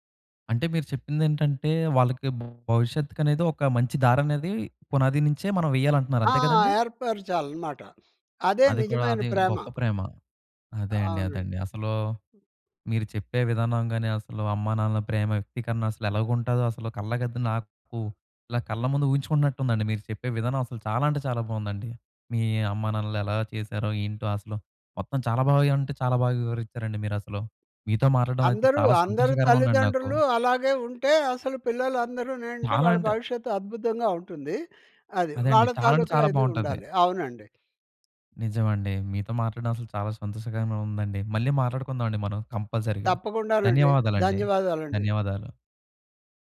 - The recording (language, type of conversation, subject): Telugu, podcast, తల్లిదండ్రుల ప్రేమను మీరు ఎలా గుర్తు చేసుకుంటారు?
- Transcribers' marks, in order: tapping; in English: "కంపల్సరీగా"